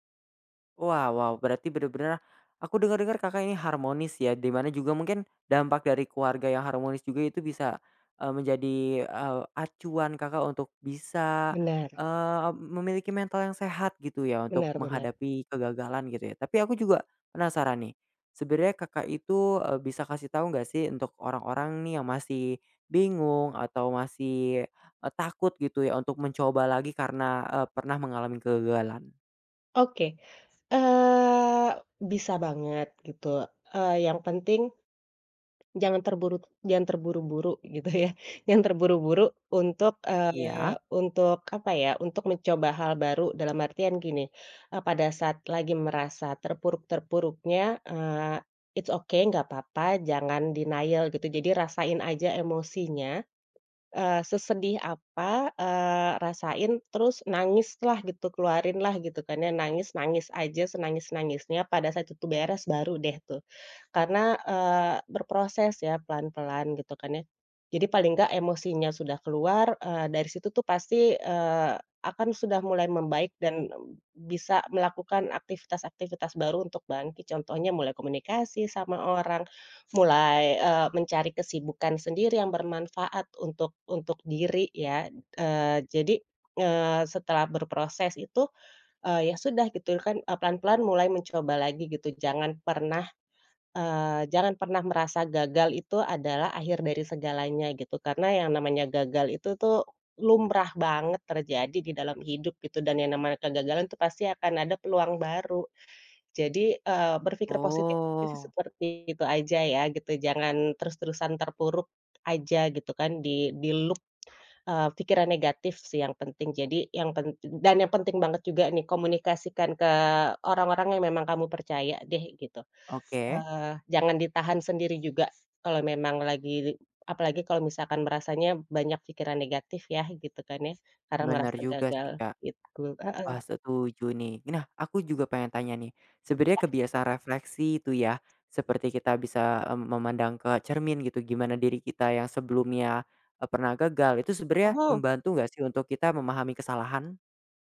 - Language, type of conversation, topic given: Indonesian, podcast, Kebiasaan kecil apa yang paling membantu Anda bangkit setelah mengalami kegagalan?
- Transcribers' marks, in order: laughing while speaking: "gitu, ya"; tapping; in English: "it's ok"; in English: "denial"